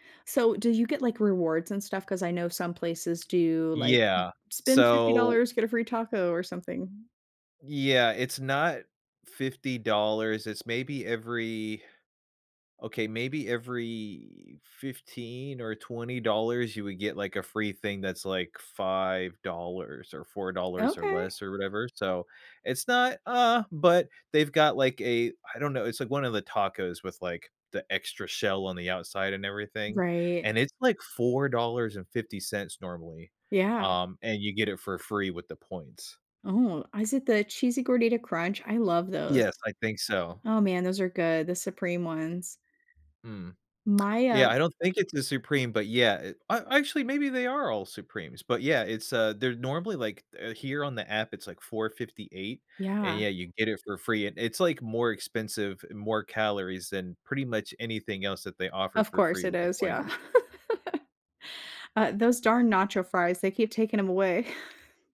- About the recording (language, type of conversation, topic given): English, unstructured, What small rituals can I use to reset after a stressful day?
- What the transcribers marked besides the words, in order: other background noise; other noise; lip smack; laugh; laugh